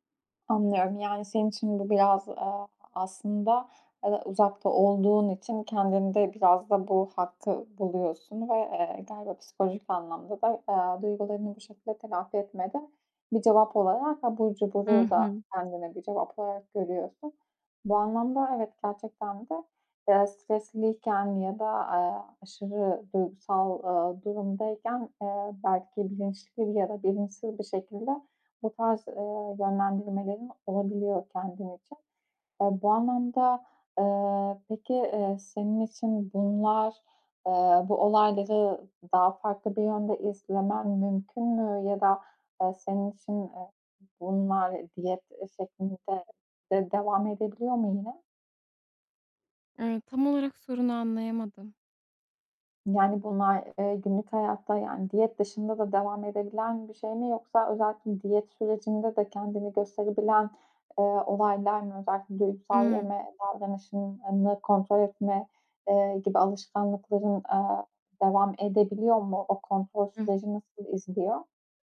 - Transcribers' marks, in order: other background noise
- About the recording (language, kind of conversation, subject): Turkish, advice, Stresliyken duygusal yeme davranışımı kontrol edemiyorum